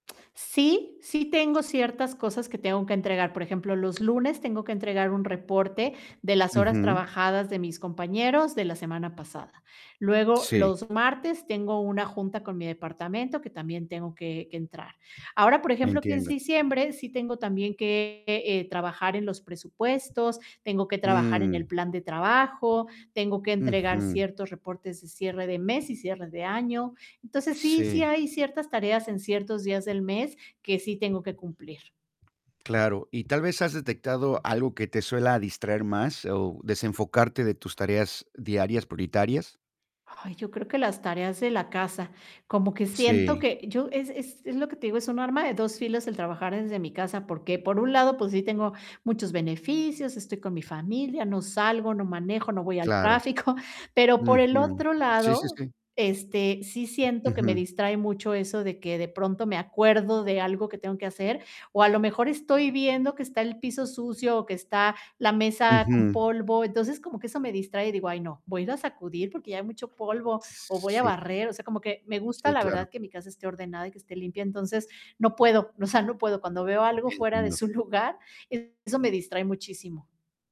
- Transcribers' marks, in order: tapping; distorted speech; other background noise; laughing while speaking: "al tráfico"; chuckle
- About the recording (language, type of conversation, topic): Spanish, advice, ¿Cómo puedo priorizar mis tareas para hacerlas una por una?
- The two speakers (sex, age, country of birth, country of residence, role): female, 45-49, Mexico, Mexico, user; male, 50-54, United States, United States, advisor